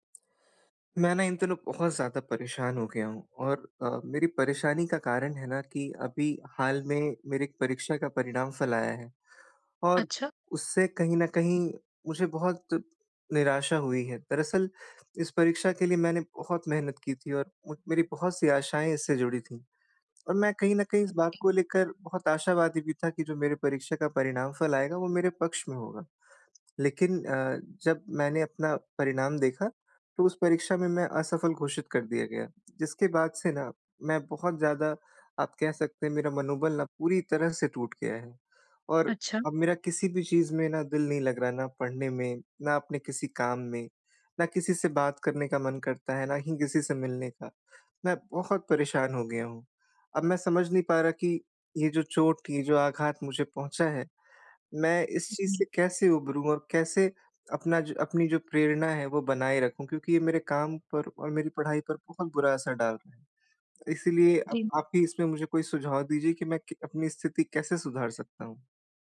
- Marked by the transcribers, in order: none
- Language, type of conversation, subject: Hindi, advice, चोट के बाद मैं खुद को मानसिक रूप से कैसे मजबूत और प्रेरित रख सकता/सकती हूँ?